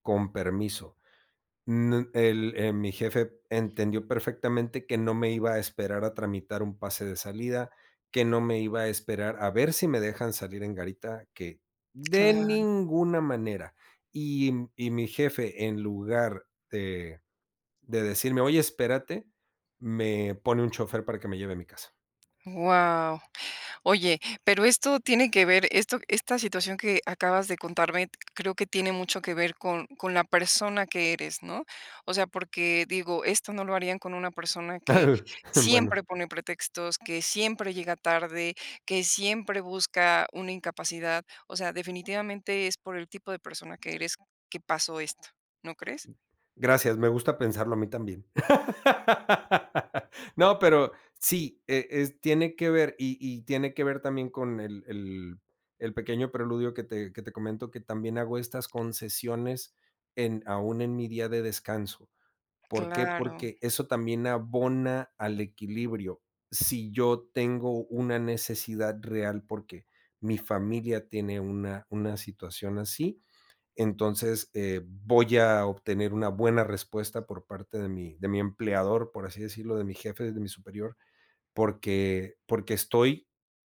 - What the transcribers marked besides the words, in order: stressed: "ninguna"; chuckle; laugh; other background noise
- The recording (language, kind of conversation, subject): Spanish, podcast, ¿Cómo equilibras el trabajo y la vida personal sin sentir culpa?